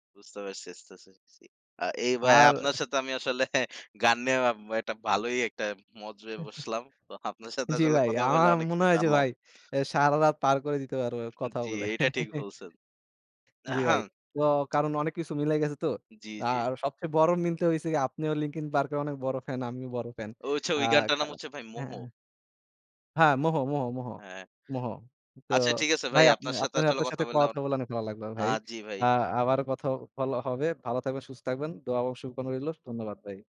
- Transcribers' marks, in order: unintelligible speech; laughing while speaking: "আসলে গান নিয়ে একটা ভালোই … অনেক কিছু জানলাম"; chuckle; tapping; chuckle; other background noise; throat clearing; "আচ্ছা" said as "অইছা"
- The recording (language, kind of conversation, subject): Bengali, unstructured, আপনার প্রিয় গান কোনটি, এবং কেন সেটি আপনার কাছে বিশেষ মনে হয়?